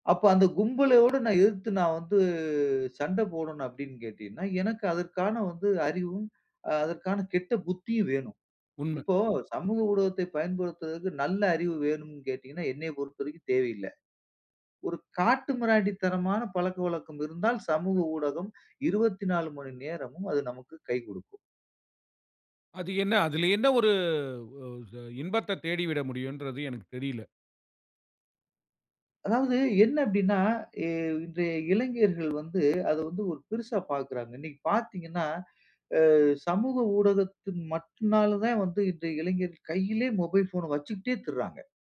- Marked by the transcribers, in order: other background noise; drawn out: "வந்து"; drawn out: "ஒரு"
- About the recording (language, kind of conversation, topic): Tamil, podcast, சமூக ஊடகம் உங்கள் உடை அணிவுத் தோற்றத்தை எவ்வாறு பாதிக்கிறது என்று நீங்கள் நினைக்கிறீர்கள்?